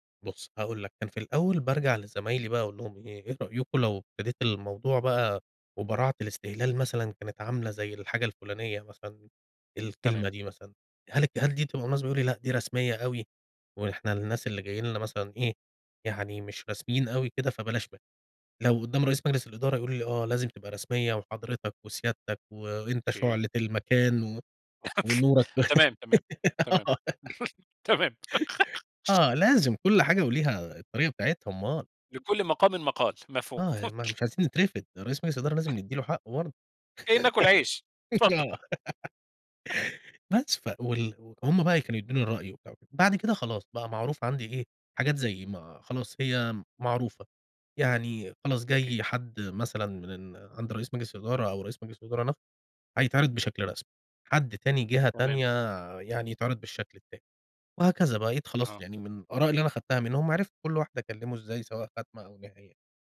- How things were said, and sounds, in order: tapping; laugh; laughing while speaking: "تمام تمام"; laugh; giggle; laughing while speaking: "آه"; laugh; laugh; chuckle; chuckle; giggle; chuckle
- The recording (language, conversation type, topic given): Arabic, podcast, بتحس بالخوف لما تعرض شغلك قدّام ناس؟ بتتعامل مع ده إزاي؟